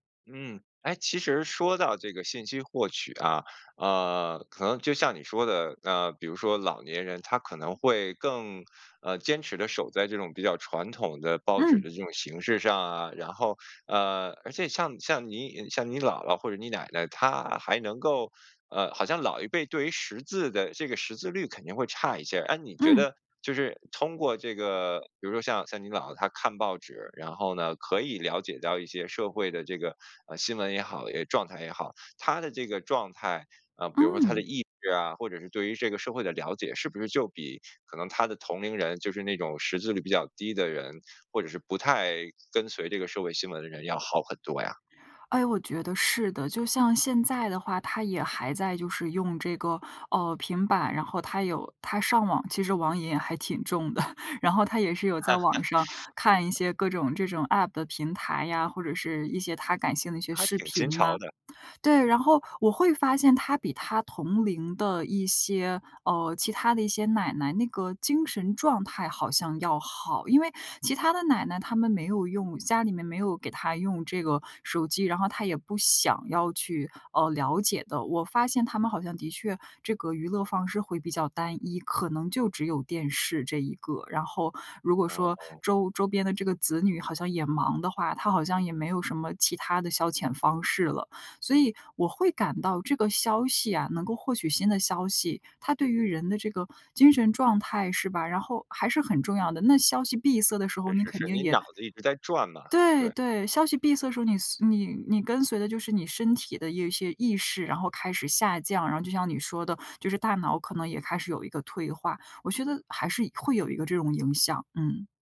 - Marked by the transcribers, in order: other background noise; chuckle; laugh; other noise
- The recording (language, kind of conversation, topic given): Chinese, podcast, 现代科技是如何影响你们的传统习俗的？